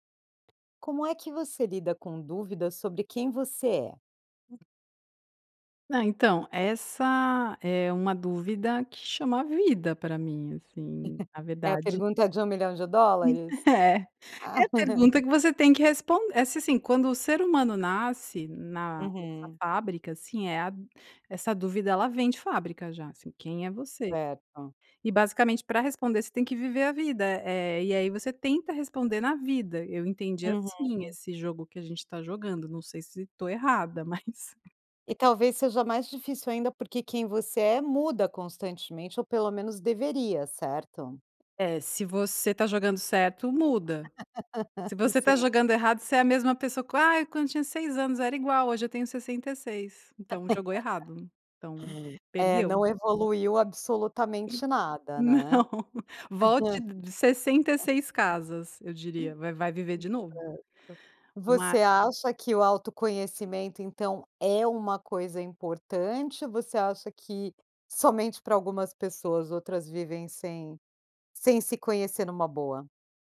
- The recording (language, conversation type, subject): Portuguese, podcast, Como você lida com dúvidas sobre quem você é?
- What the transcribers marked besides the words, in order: other noise; chuckle; laughing while speaking: "É"; laugh; laugh; laugh; chuckle